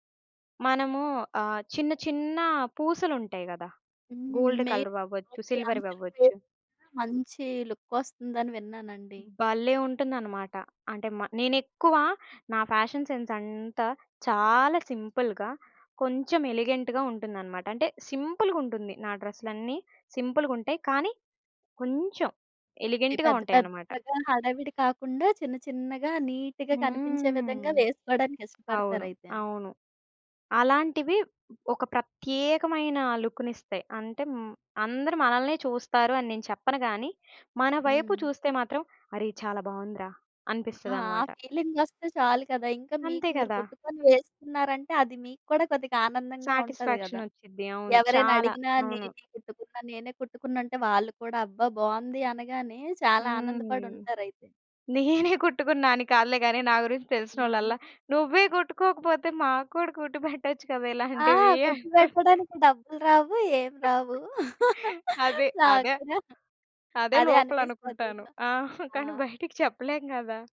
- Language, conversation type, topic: Telugu, podcast, సంస్కృతిని ఆధునిక ఫ్యాషన్‌తో మీరు ఎలా కలుపుకుంటారు?
- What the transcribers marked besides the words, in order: in English: "గోల్డ్ కలర్"; in English: "మెయిన్"; in English: "సిల్వర్"; in English: "ఫ్యాషన్ సెన్స్"; in English: "సింపుల్‌గా"; in English: "ఎలిగెంట్‌గా"; in English: "ఎలిగెంట్‌గా"; in English: "నీట్‌గా"; drawn out: "హ్మ్"; tapping; laughing while speaking: "నేనే కుట్టుకున్నా అని కాదులే గాని"; laughing while speaking: "మాకు కూడా కుట్టి పెట్టచ్చు కదా! ఇలాంటివి అంటారు"; other background noise; laughing while speaking: "డబ్బులు రావు ఏమి రావు. నాకు కూడా అదే"; laughing while speaking: "అదే. అదే. అదే లోపలనుకుంటాను. ఆ! కానీ బయటికి చెప్పలేం గదా!"